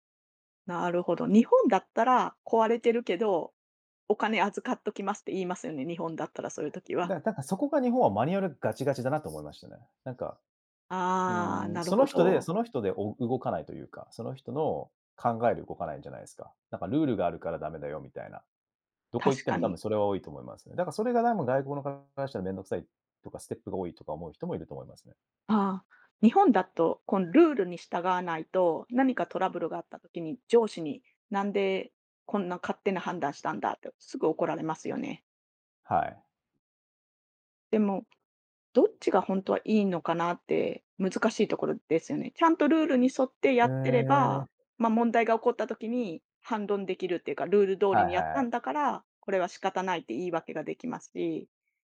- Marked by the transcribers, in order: none
- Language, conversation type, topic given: Japanese, podcast, 新しい文化に馴染むとき、何を一番大切にしますか？